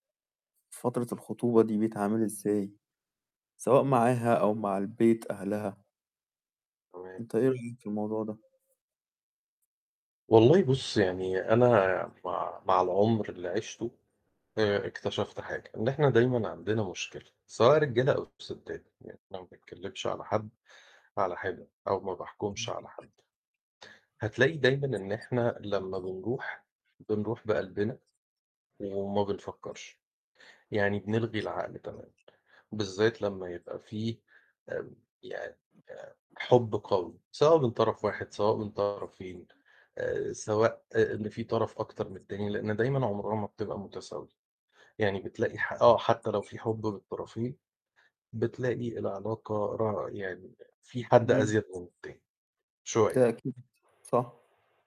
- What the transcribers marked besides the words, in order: other background noise; distorted speech; static
- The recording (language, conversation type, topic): Arabic, unstructured, إزاي بتتعامل مع الخلافات في العلاقة؟
- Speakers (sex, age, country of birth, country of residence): male, 30-34, Egypt, Egypt; male, 40-44, Egypt, Portugal